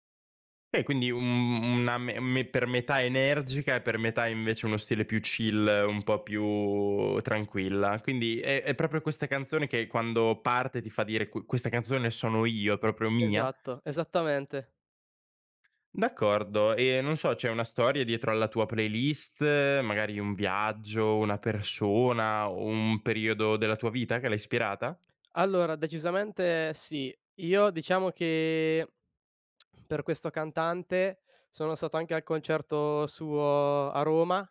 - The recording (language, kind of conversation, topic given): Italian, podcast, Che playlist senti davvero tua, e perché?
- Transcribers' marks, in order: in English: "chill"; "proprio" said as "propio"; lip smack